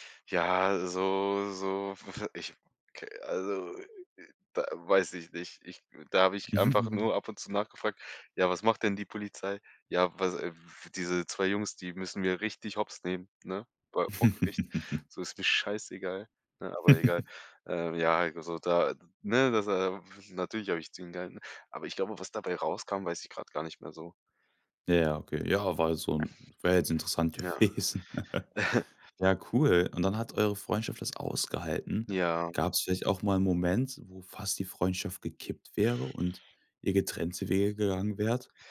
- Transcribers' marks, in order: chuckle; chuckle; chuckle; sigh; laughing while speaking: "gewesen"; chuckle
- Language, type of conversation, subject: German, podcast, Welche Freundschaft ist mit den Jahren stärker geworden?
- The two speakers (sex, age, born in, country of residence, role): male, 25-29, Germany, Germany, guest; male, 25-29, Germany, Germany, host